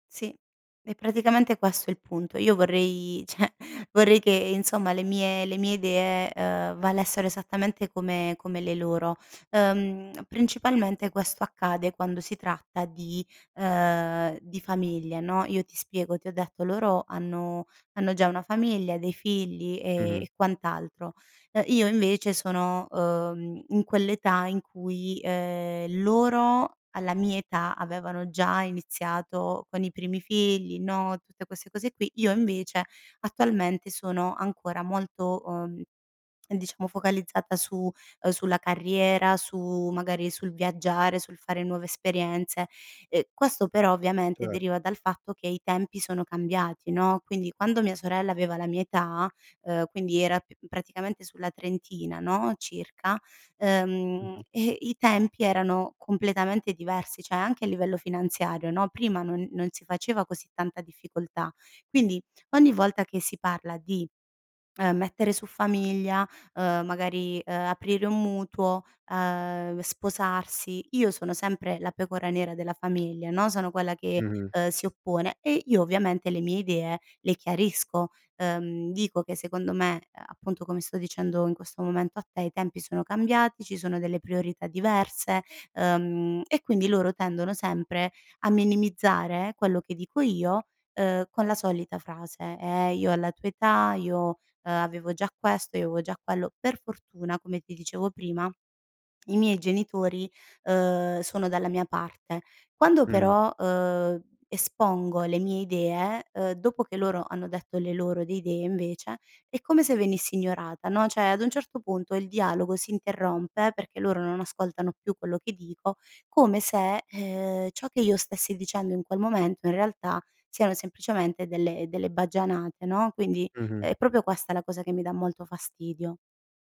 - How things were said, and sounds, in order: laughing while speaking: "ceh"; "cioè" said as "ceh"; "cioè" said as "ceh"; "cioè" said as "ceh"; "proprio" said as "propio"
- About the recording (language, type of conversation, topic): Italian, advice, Come ti senti quando ti ignorano durante le discussioni in famiglia?